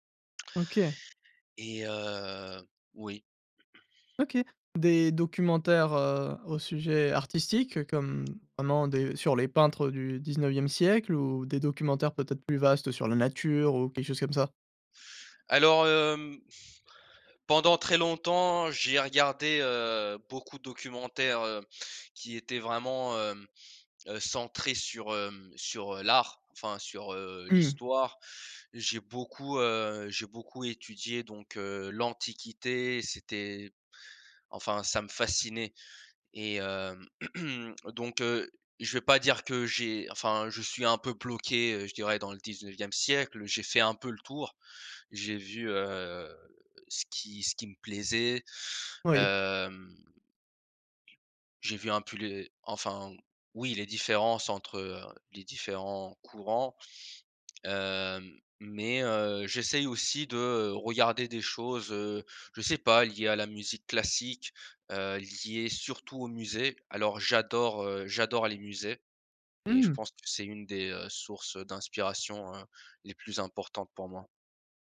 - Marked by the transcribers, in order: drawn out: "heu"; throat clearing; other background noise; throat clearing; drawn out: "heu"; drawn out: "hem"
- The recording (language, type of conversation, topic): French, podcast, Comment trouves-tu l’inspiration pour créer quelque chose de nouveau ?